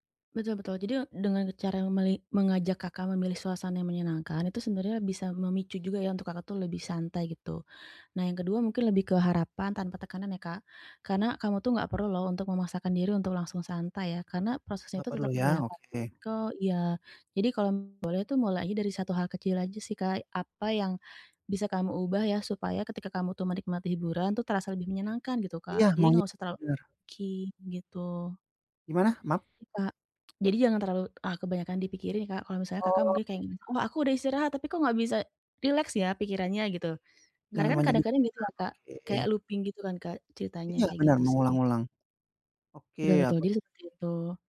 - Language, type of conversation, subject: Indonesian, advice, Bagaimana cara menciptakan suasana santai saat ingin menikmati hiburan?
- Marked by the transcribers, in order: unintelligible speech; unintelligible speech; tapping; in English: "looping"